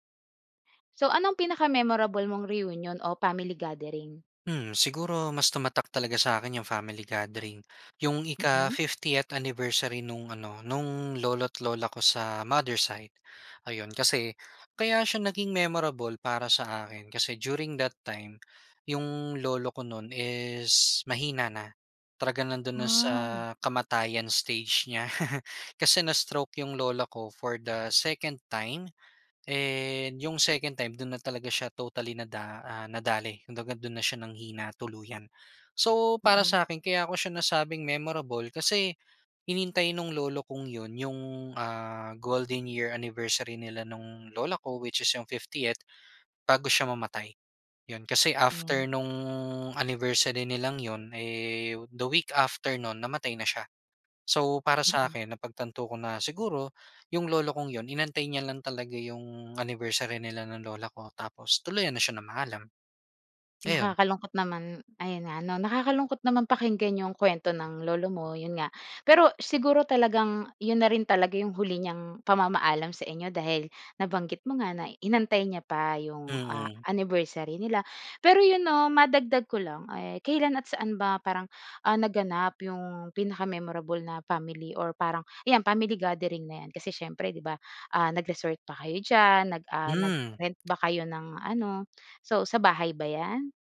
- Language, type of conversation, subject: Filipino, podcast, Ano ang pinaka-hindi mo malilimutang pagtitipon ng pamilya o reunion?
- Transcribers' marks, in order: chuckle; tapping; drawn out: "nung"